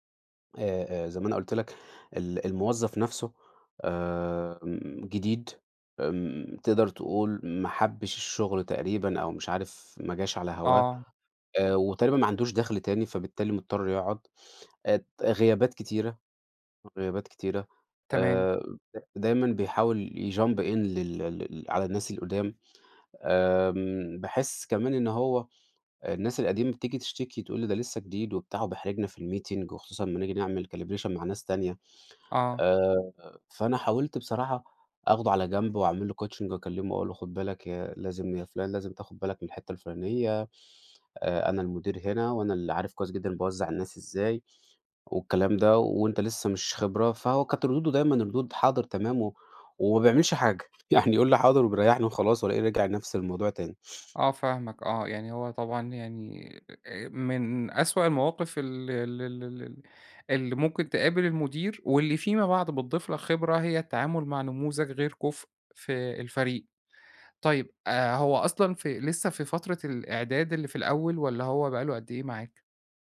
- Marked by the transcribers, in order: unintelligible speech; in English: "يjump in"; in English: "الmeeting"; in English: "calibration"; in English: "coaching"; laughing while speaking: "يعني"
- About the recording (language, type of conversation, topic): Arabic, advice, إزاي أواجه موظف مش ملتزم وده بيأثر على أداء الفريق؟
- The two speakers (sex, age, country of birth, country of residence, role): male, 30-34, Egypt, Portugal, user; male, 40-44, Egypt, Egypt, advisor